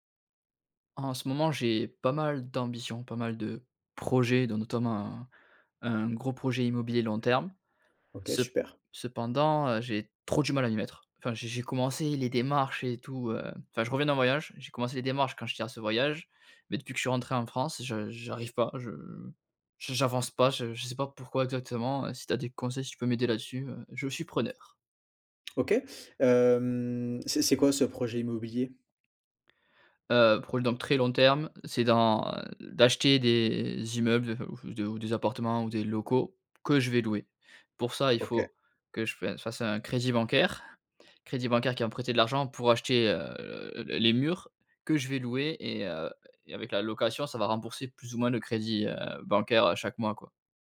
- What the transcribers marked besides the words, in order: drawn out: "Hem"
- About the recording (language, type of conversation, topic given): French, advice, Pourquoi ai-je tendance à procrastiner avant d’accomplir des tâches importantes ?